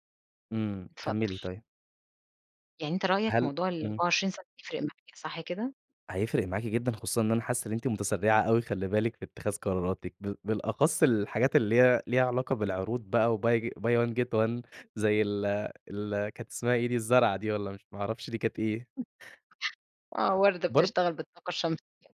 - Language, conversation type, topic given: Arabic, advice, إيه اللي بيخليك تخاف تفوت فرصة لو ما اشتريتش فورًا؟
- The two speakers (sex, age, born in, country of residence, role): female, 40-44, Egypt, Portugal, user; male, 20-24, Egypt, Egypt, advisor
- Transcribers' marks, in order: in English: "وBuy buy one get one"; chuckle